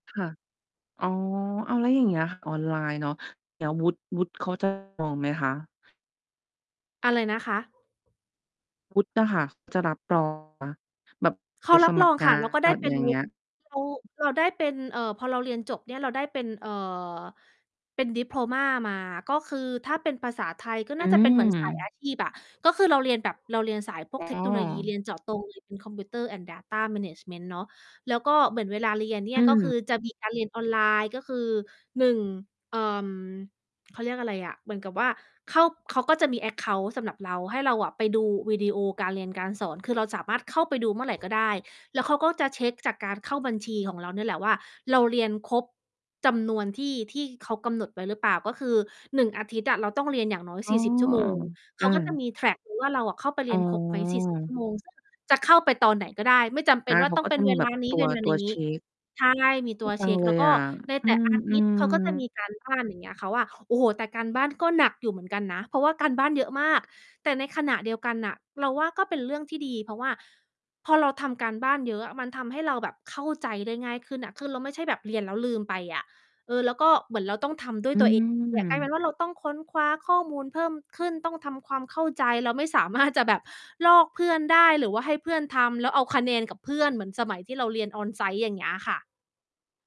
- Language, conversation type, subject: Thai, podcast, การเรียนออนไลน์ส่งผลต่อคุณอย่างไรบ้าง?
- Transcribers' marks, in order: distorted speech; other background noise; tapping; in English: "ดิโพลมา"; in English: "Computer and data management"; in English: "แอ็กเคานต์"; in English: "แทร็ก"; laughing while speaking: "สามารถ"